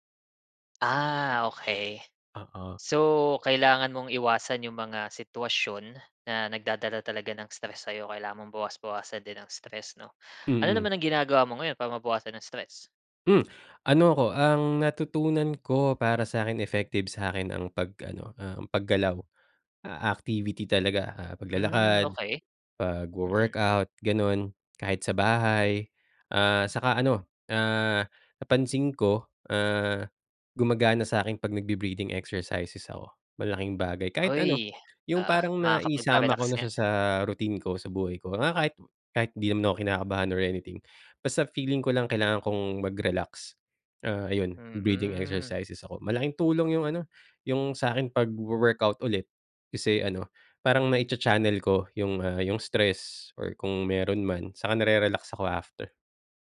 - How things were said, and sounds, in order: whoop
- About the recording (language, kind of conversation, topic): Filipino, podcast, Kapag nalampasan mo na ang isa mong takot, ano iyon at paano mo ito hinarap?